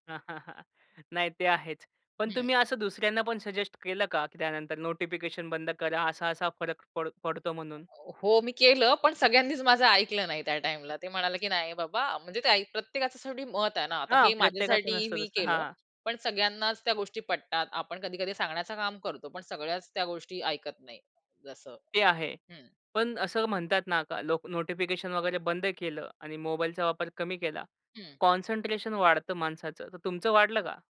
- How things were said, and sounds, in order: chuckle; other noise; in English: "कॉन्सन्ट्रेशन"
- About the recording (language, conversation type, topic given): Marathi, podcast, तुम्ही सूचना बंद केल्यावर तुम्हाला कोणते बदल जाणवले?